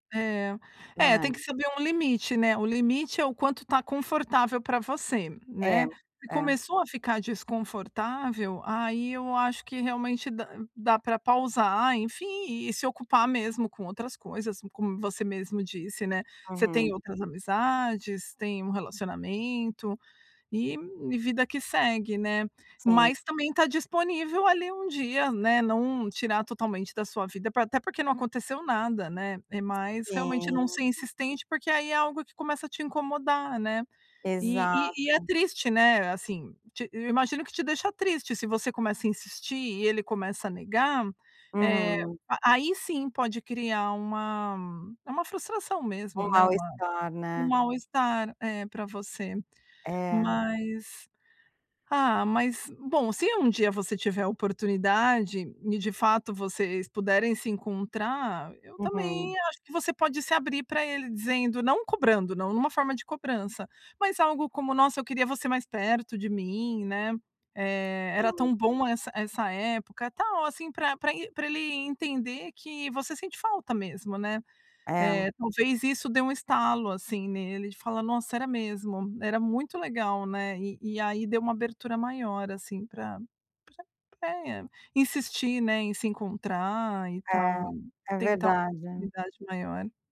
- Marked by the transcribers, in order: other background noise; tapping
- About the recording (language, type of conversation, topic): Portuguese, advice, Como posso manter contato com alguém sem parecer insistente ou invasivo?